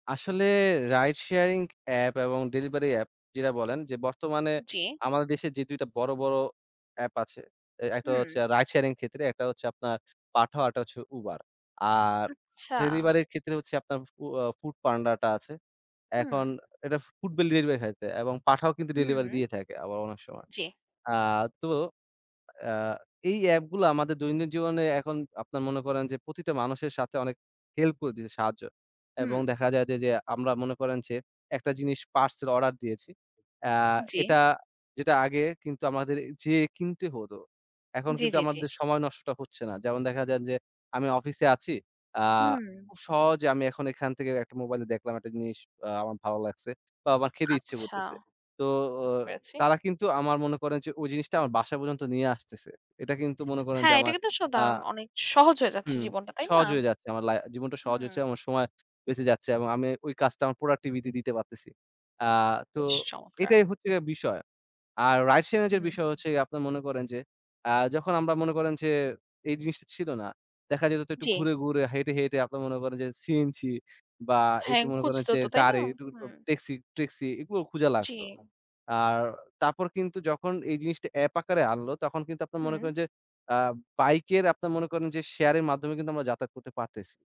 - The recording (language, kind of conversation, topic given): Bengali, podcast, রাইড শেয়ারিং ও ডেলিভারি অ্যাপ দৈনন্দিন জীবনে কীভাবে কাজে লাগে?
- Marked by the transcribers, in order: unintelligible speech; background speech; other background noise